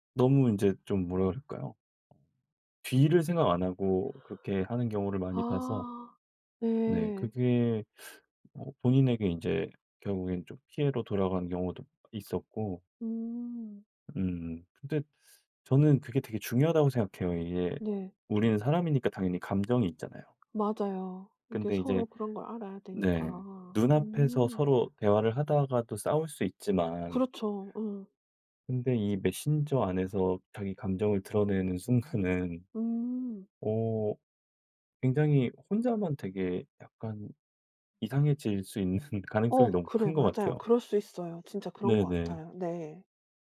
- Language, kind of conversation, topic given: Korean, podcast, 온라인에서 대화할 때와 직접 만나 대화할 때는 어떤 점이 다르다고 느끼시나요?
- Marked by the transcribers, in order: tapping; laughing while speaking: "순간은"; laughing while speaking: "있는"